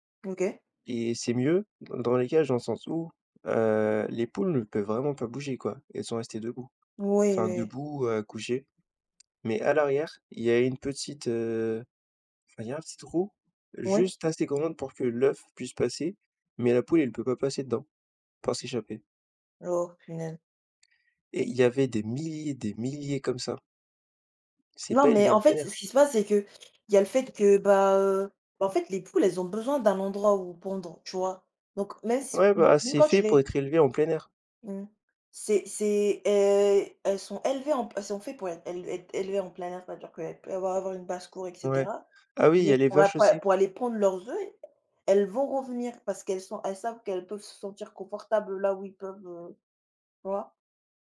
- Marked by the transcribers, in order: tapping; stressed: "milliers"; stressed: "milliers"; other noise
- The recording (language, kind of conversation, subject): French, unstructured, Pourquoi certaines entreprises refusent-elles de changer leurs pratiques polluantes ?